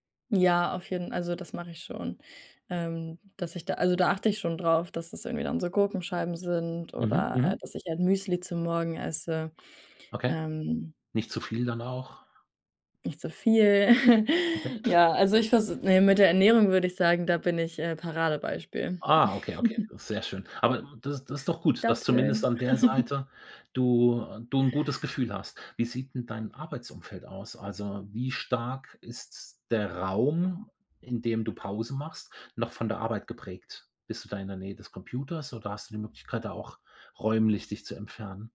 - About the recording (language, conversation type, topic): German, advice, Wie schaffe ich es, nach Pausen wieder konzentriert weiterzuarbeiten?
- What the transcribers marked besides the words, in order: chuckle; other background noise; chuckle; giggle